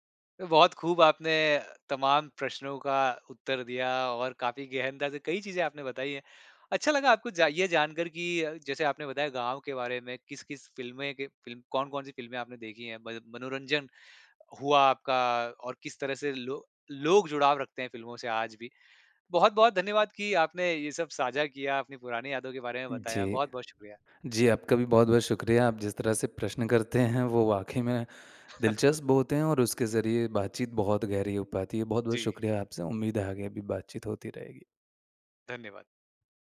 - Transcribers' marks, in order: chuckle
- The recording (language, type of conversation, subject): Hindi, podcast, पुरानी और नई फिल्मों में आपको क्या फर्क महसूस होता है?